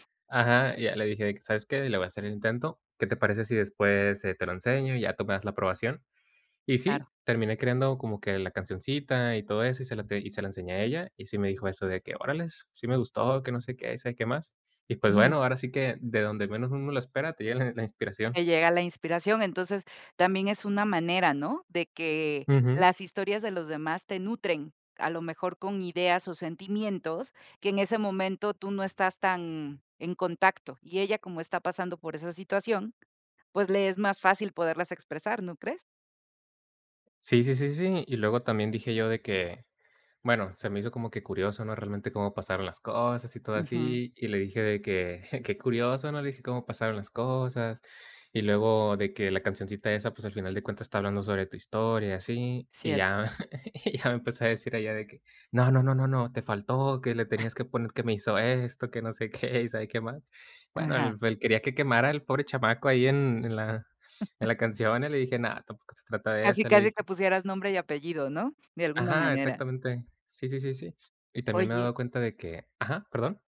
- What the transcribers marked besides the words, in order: chuckle; chuckle; laughing while speaking: "y"; laughing while speaking: "qué"; chuckle; other background noise
- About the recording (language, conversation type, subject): Spanish, podcast, ¿Qué haces cuando te bloqueas creativamente?